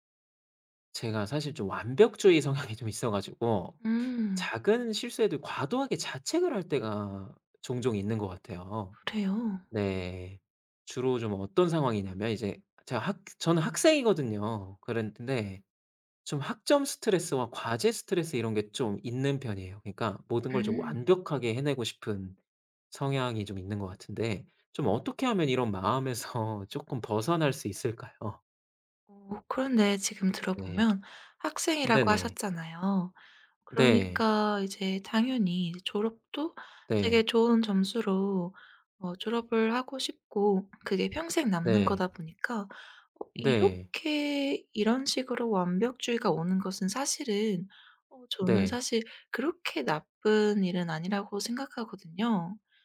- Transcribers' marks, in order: laughing while speaking: "성향이 좀"; laughing while speaking: "마음에서"; other background noise
- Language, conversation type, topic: Korean, advice, 완벽주의 때문에 작은 실수에도 과도하게 자책할 때 어떻게 하면 좋을까요?